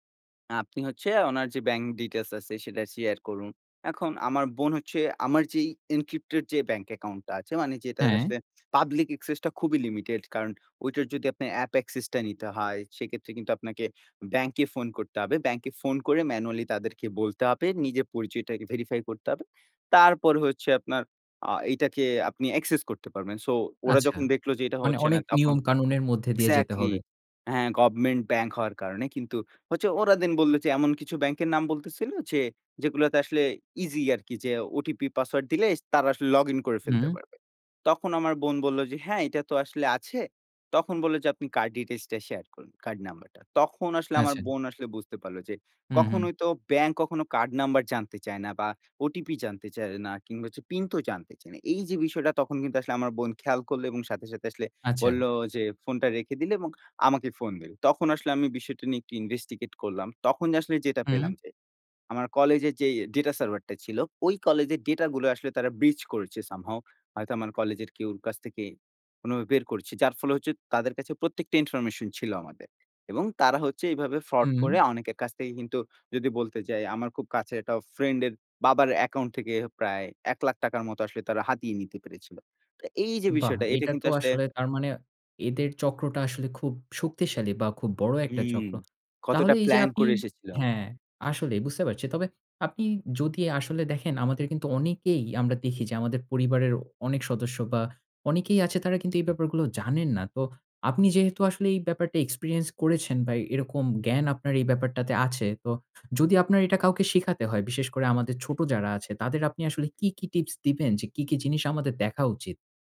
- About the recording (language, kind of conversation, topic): Bengali, podcast, আপনি অনলাইনে লেনদেন কীভাবে নিরাপদ রাখেন?
- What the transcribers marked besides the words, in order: in English: "bank details"; in English: "encrypted"; in English: "public access"; in English: "app access"; in English: "manually"; in English: "verify"; in English: "accesss"; in English: "card details"; in English: "investigate"; in English: "data server"; in English: "breach"; in English: "somehow"; in English: "fraud"; in English: "experience"